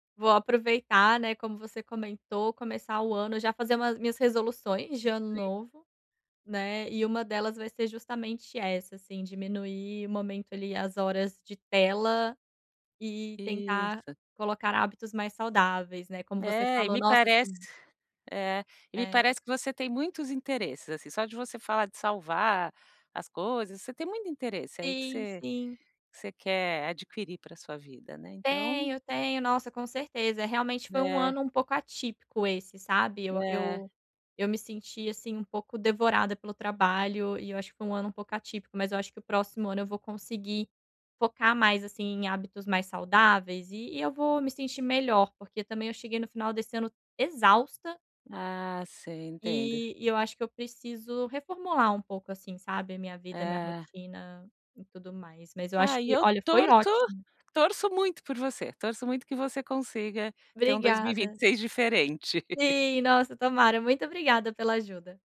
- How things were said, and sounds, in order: unintelligible speech; tapping; laugh
- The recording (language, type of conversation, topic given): Portuguese, advice, Como posso substituir hábitos ruins por hábitos saudáveis?